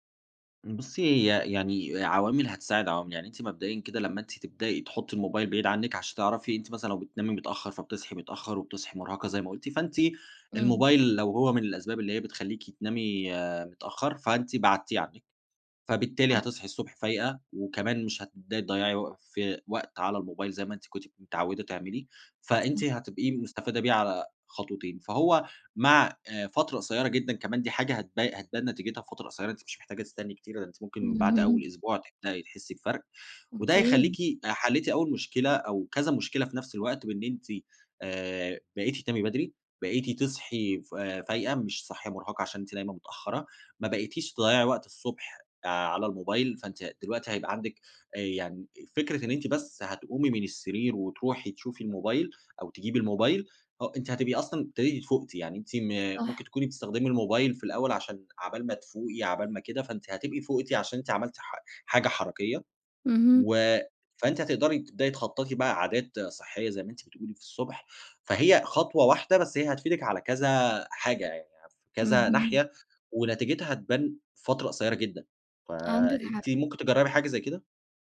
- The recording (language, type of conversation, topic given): Arabic, advice, إزاي أقدر أبني روتين صباحي ثابت ومايتعطلش بسرعة؟
- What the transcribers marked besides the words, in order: unintelligible speech